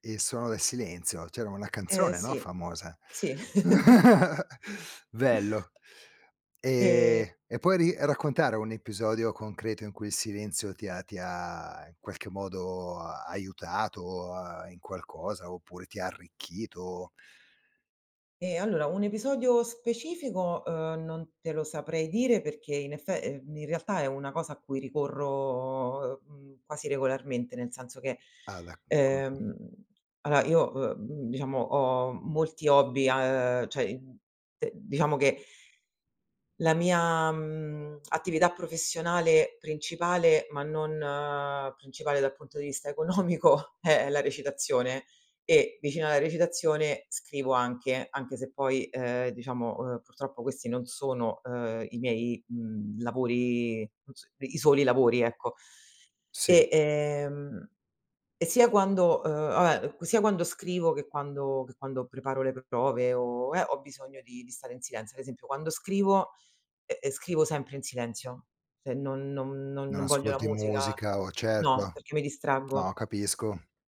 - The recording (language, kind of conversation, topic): Italian, podcast, Che ruolo ha il silenzio nella tua creatività?
- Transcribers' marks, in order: chuckle; tapping; unintelligible speech; "allora" said as "aloa"; "cioè" said as "ceh"; laughing while speaking: "economico"; "vabbè" said as "abbè"